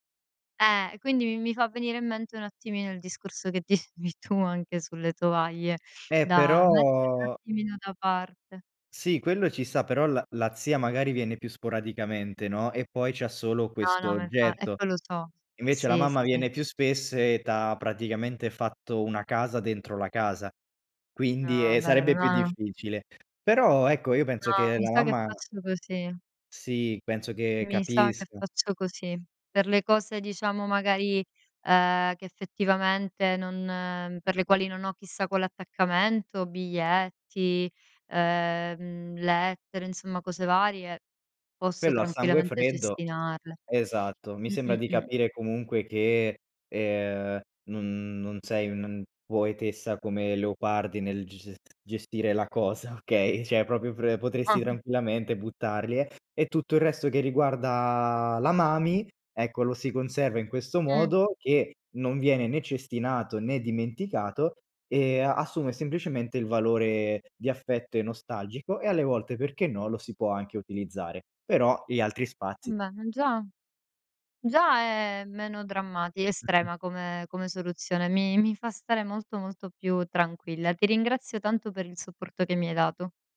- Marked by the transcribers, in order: laughing while speaking: "dicevi"; other background noise; tapping; laughing while speaking: "cosa"; "cioè" said as "ceh"; "proprio" said as "propio"; chuckle
- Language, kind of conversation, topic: Italian, advice, Perché faccio fatica a buttare via oggetti con valore sentimentale anche se non mi servono più?